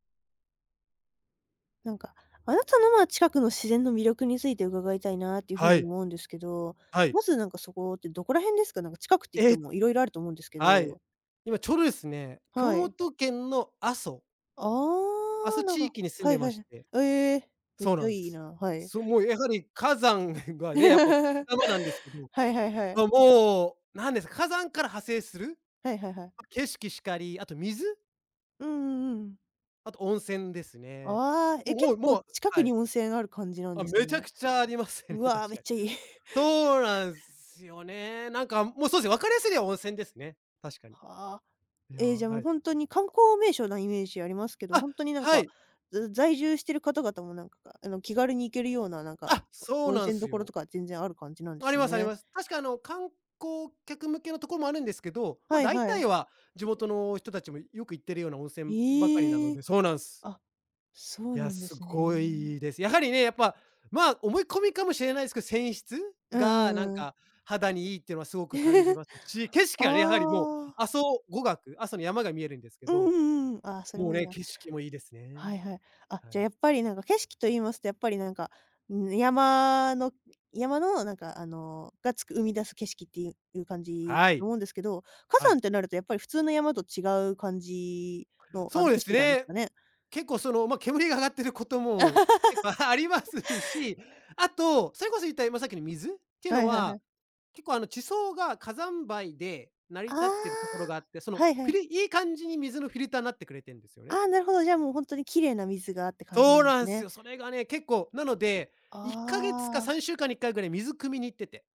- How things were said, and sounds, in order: other background noise; chuckle; chuckle; tapping; laugh; laughing while speaking: "ありますし"
- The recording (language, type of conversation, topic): Japanese, podcast, あなたの身近な自然の魅力は何ですか？